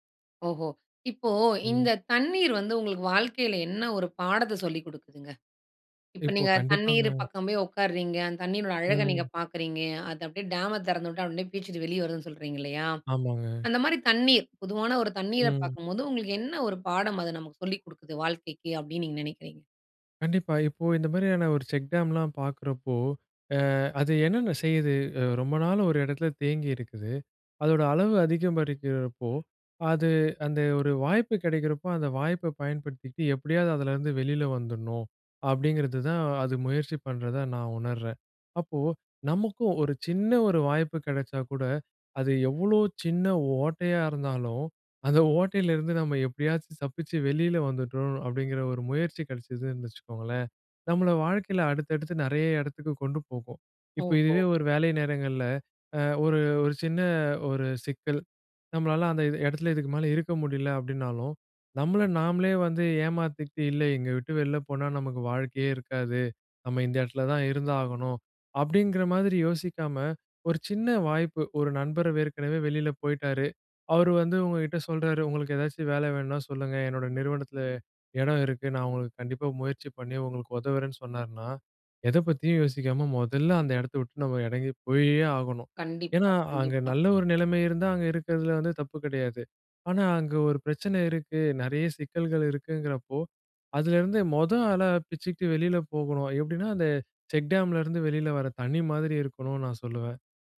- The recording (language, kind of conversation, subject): Tamil, podcast, தண்ணீர் அருகே அமர்ந்திருப்பது மனஅமைதிக்கு எப்படி உதவுகிறது?
- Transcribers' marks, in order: in English: "செக்டாம்லாம்"; "அதிகரிக்கிறப்போ" said as "அதிகமரிக்கிறப்போ"; chuckle; in English: "செக்டாம்ல"